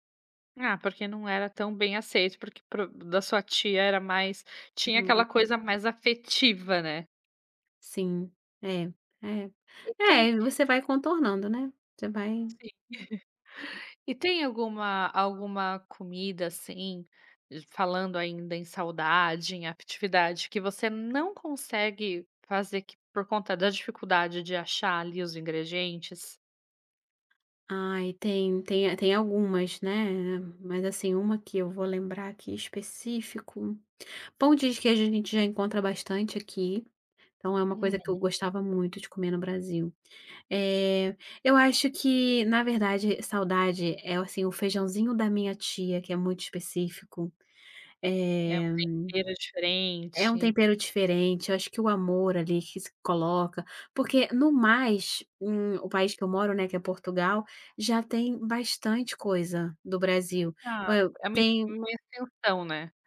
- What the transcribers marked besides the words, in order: chuckle
- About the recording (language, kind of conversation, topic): Portuguese, podcast, Que comida te conforta num dia ruim?